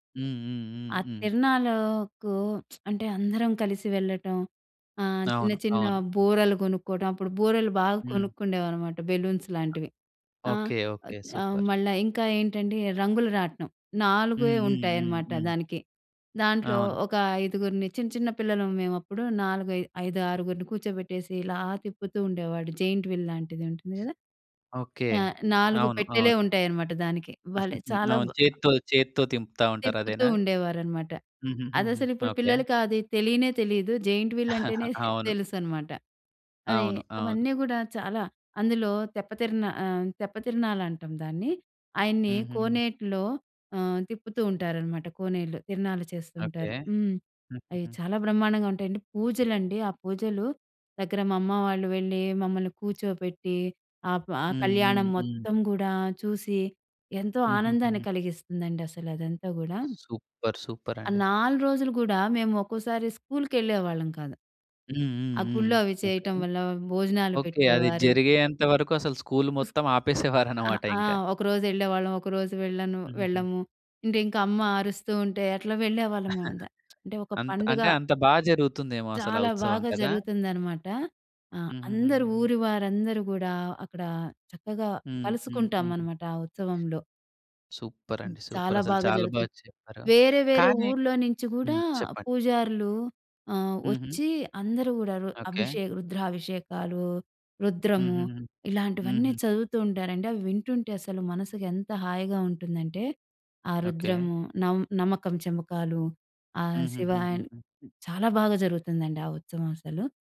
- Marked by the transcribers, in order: other background noise; lip smack; in English: "బెలూన్స్"; in English: "సూపర్!"; in English: "జెయింట్ వీల్"; chuckle; chuckle; in English: "జెయింట్ వీల్"; in English: "సూపర్!"; giggle; chuckle; stressed: "చాలా"
- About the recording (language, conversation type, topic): Telugu, podcast, ఏ స్థానిక ఉత్సవం మీ మనసును అత్యంతగా తాకిందో చెప్పగలరా?